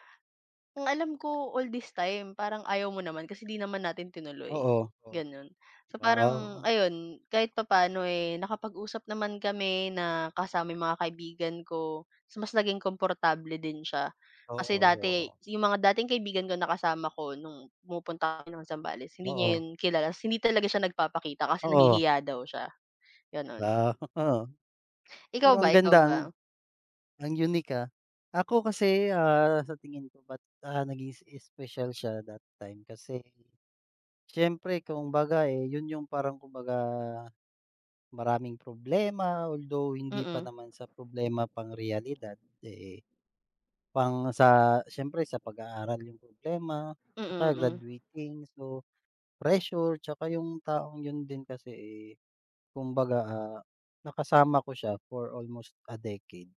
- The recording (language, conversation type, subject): Filipino, unstructured, Ano ang pinakamagandang alaala mo sa isang relasyon?
- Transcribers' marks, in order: chuckle